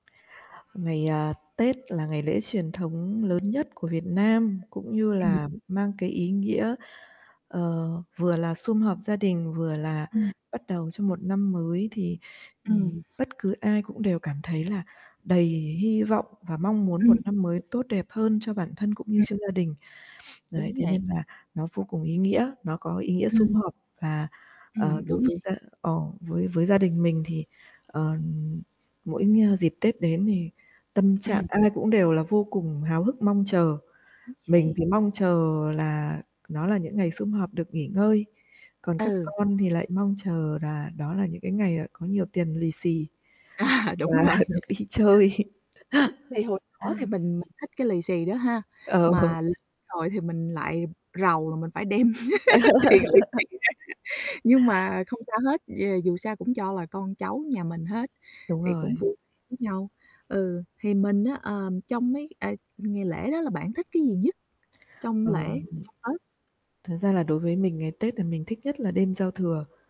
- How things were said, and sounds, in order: static; tapping; other background noise; distorted speech; sniff; mechanical hum; laughing while speaking: "À, đúng rồi"; laughing while speaking: "và"; laugh; laughing while speaking: "Ờ"; laugh; laughing while speaking: "tiền lì xì ra"; laugh
- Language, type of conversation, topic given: Vietnamese, unstructured, Bạn cảm nhận thế nào về các ngày lễ truyền thống trong gia đình mình?
- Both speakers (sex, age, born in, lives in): female, 40-44, Vietnam, United States; female, 40-44, Vietnam, Vietnam